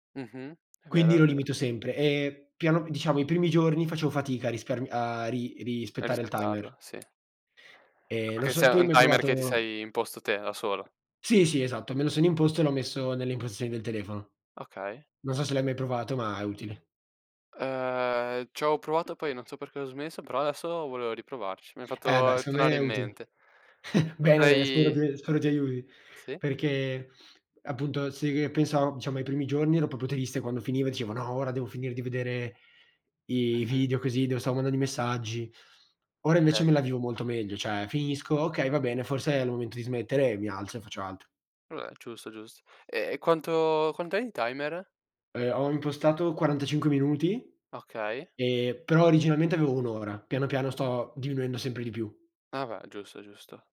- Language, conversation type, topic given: Italian, unstructured, Quale tecnologia ti ha reso la vita più facile?
- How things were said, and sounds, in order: tapping; drawn out: "Uhm"; chuckle; "proprio" said as "propio"; "okay" said as "ka"; "cioè" said as "ceh"